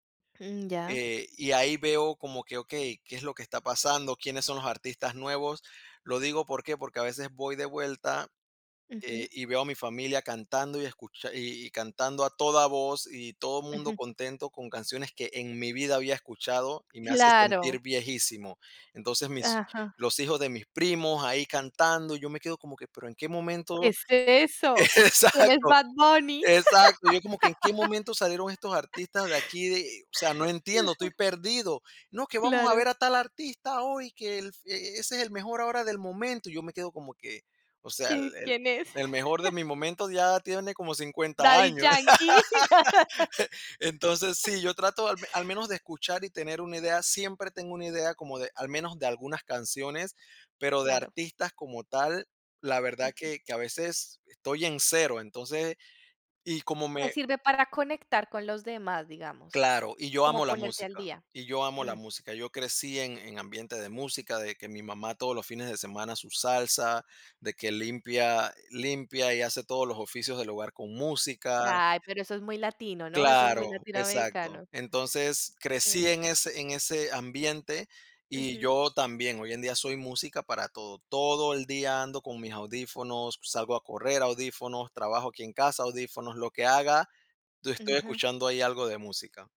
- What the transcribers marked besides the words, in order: other background noise; laughing while speaking: "Exacto"; laugh; laugh; laugh
- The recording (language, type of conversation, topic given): Spanish, podcast, ¿Cómo mantienes amistades a distancia?
- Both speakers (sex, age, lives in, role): female, 35-39, Italy, host; male, 30-34, United States, guest